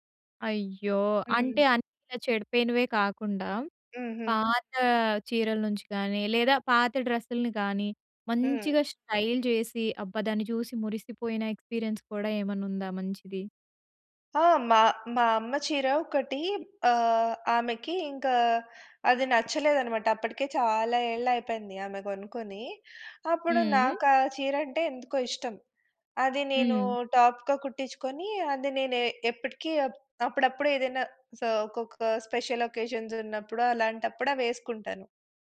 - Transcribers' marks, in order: in English: "స్టైల్"; in English: "ఎక్స్‌పీరియన్స్"; tapping; in English: "టాప్‌గా"; in English: "సో"
- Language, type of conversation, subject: Telugu, podcast, పాత దుస్తులను కొత్తగా మలచడం గురించి మీ అభిప్రాయం ఏమిటి?
- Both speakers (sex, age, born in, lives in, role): female, 20-24, India, India, host; female, 40-44, India, India, guest